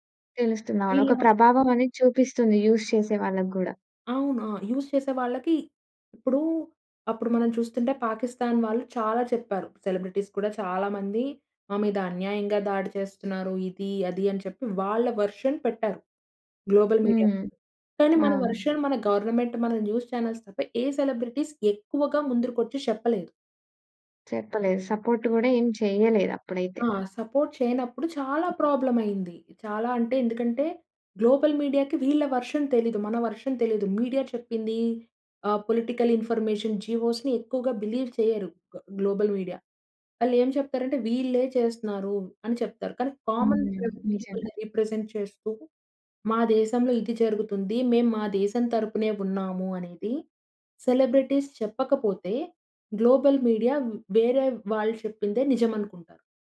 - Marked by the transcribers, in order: other background noise; tapping; in English: "యూజ్"; in English: "యూజ్"; in English: "సెలబ్రిటీస్"; in English: "వర్షన్"; in English: "గ్లోబల్ మీడియాలో"; in English: "వెర్షన్"; in English: "గవర్నమెంట్"; in English: "న్యూస్ చానెల్స్"; in English: "సెలబ్రిటీస్"; in English: "సపోర్ట్"; in English: "సపోర్ట్"; in English: "ప్రాబ్లమ్"; in English: "గ్లోబల్ మీడియాకి"; in English: "వర్షన్"; in English: "వర్షన్"; in English: "పొలిటికల్ ఇన్‌ఫర్మేషన్, జివోస్‌ని"; in English: "బిలీవ్"; other noise; in English: "గ్లోబల్ మీడియా"; in English: "కామన్ పీపుల్‌ని రిప్రజెంట్"; in English: "సెలబ్రిటీస్"; in English: "గ్లోబల్ మీడియా"
- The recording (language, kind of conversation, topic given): Telugu, podcast, సెలబ్రిటీలు రాజకీయ విషయాలపై మాట్లాడితే ప్రజలపై ఎంత మేర ప్రభావం పడుతుందనుకుంటున్నారు?